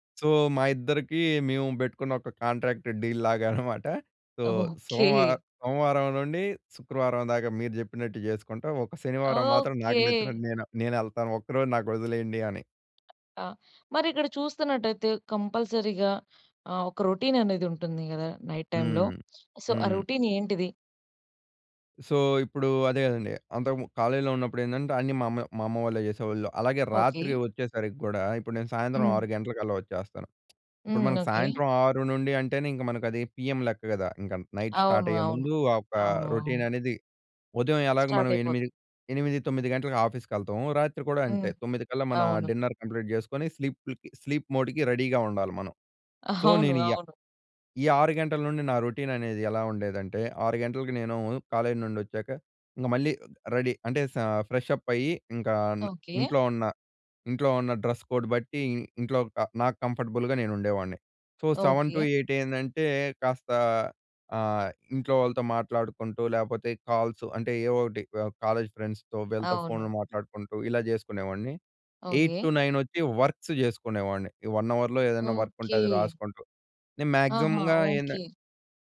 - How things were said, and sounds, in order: in English: "సో"; in English: "కాంట్రాక్ట్ డీల్"; chuckle; in English: "సో"; giggle; in English: "కంపల్సరీగా"; in English: "రొటీన్"; in English: "నైట్ టైమ్‌లో. సో"; in English: "రొటీన్"; in English: "సో"; tapping; in English: "పీఎం"; in English: "నైట్ స్టార్ట్"; in English: "స్టార్ట్"; in English: "రొటీన్"; in English: "ఆఫీస్‌కి"; in English: "డిన్నర్ కంప్లీట్"; giggle; in English: "స్లీప్ మోడ్‌కి రెడీగా"; in English: "సో"; in English: "రొటీన్"; in English: "కాలేజ్"; in English: "రెడీ"; in English: "ఫ్రెష్‌అప్"; in English: "డ్రెస్ కోడ్"; in English: "కంఫర్టబుల్‍గా"; in English: "సో సెవెన్ టు ఎయిట్"; in English: "కాలేజ్ ఫ్రెండ్స్‌తో"; in English: "ఎయిట్ టు నైన్"; in English: "వర్క్స్"; in English: "వన్ అవర్‌లో"; in English: "వర్క్"; in English: "మాక్సిమమ్‌గా"
- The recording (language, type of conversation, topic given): Telugu, podcast, రాత్రి పడుకునే ముందు మీ రాత్రి రొటీన్ ఎలా ఉంటుంది?